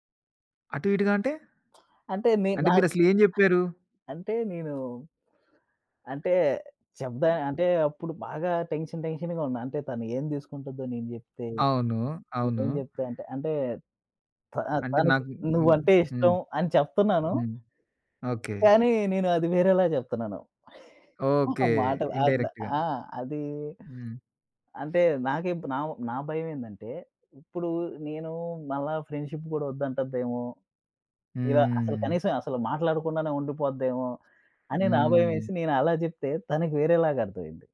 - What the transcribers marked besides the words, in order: lip smack; other background noise; "చెప్పా" said as "చెప్భా"; tapping; in English: "టెన్షన్ టెన్షన్‌గా"; chuckle; in English: "ఇండైరెక్ట్‌గా"; sniff; in English: "ఫ్రెండ్‌షిప్"
- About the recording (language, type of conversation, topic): Telugu, podcast, సంబంధాల్లో మీ భావాలను సహజంగా, స్పష్టంగా ఎలా వ్యక్తపరుస్తారు?